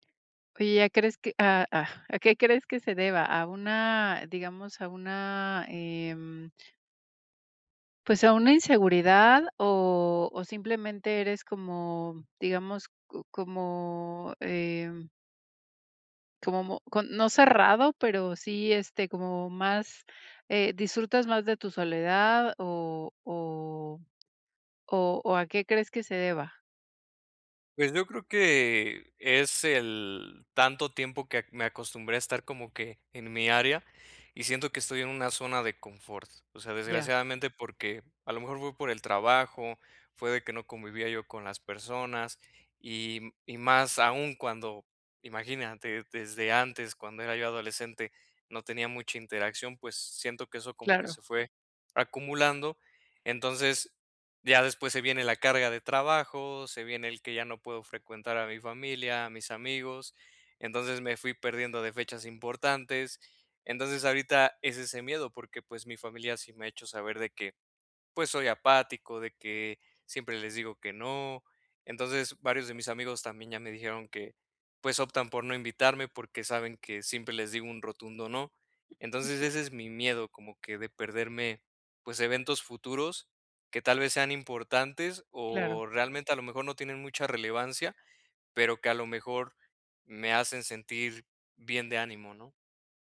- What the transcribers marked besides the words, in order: other background noise
- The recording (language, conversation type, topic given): Spanish, advice, ¿Cómo puedo dejar de tener miedo a perderme eventos sociales?